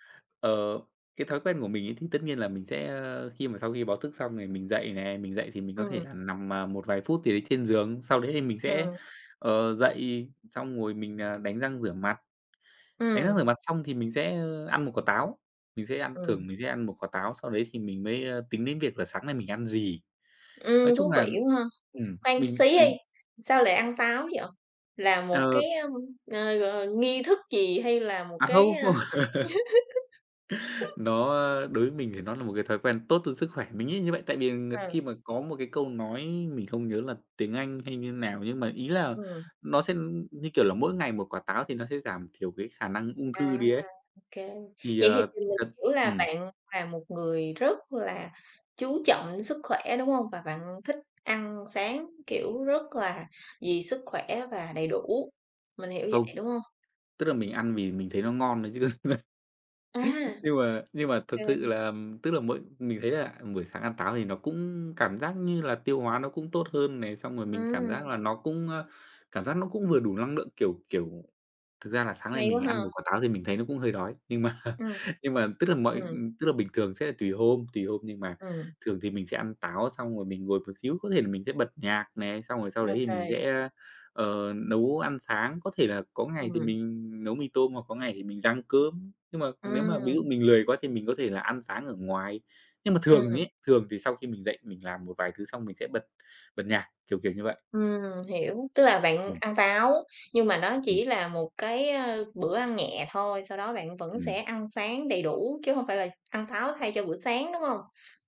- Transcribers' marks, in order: tapping; laughing while speaking: "không"; laugh; other background noise; laugh; laughing while speaking: "mà"
- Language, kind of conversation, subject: Vietnamese, podcast, Thói quen buổi sáng của bạn thường là gì?